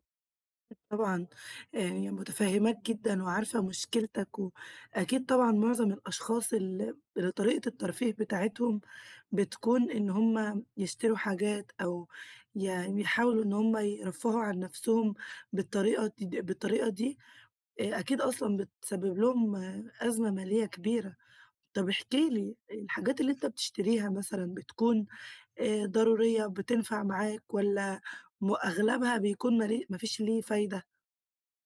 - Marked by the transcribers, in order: none
- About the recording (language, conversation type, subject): Arabic, advice, إزاي أقلّل من شراء حاجات مش محتاجها؟